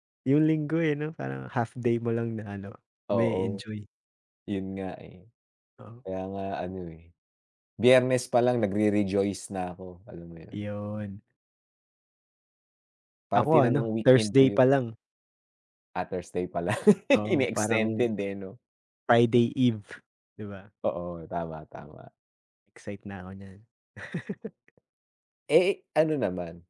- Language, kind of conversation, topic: Filipino, unstructured, Paano ka nagpapahinga pagkatapos ng mahaba at nakakapagod na araw?
- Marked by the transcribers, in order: tapping; other background noise; laugh; laugh